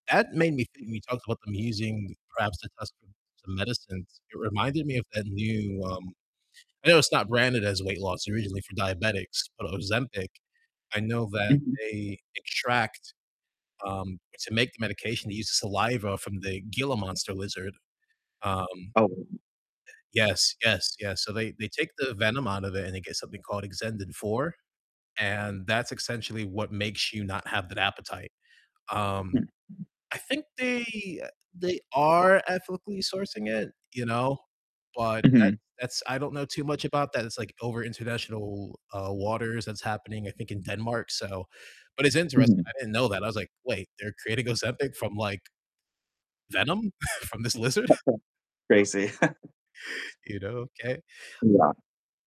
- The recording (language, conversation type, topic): English, unstructured, Why do people care about endangered animals?
- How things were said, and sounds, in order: distorted speech; tapping; other background noise; chuckle; unintelligible speech; chuckle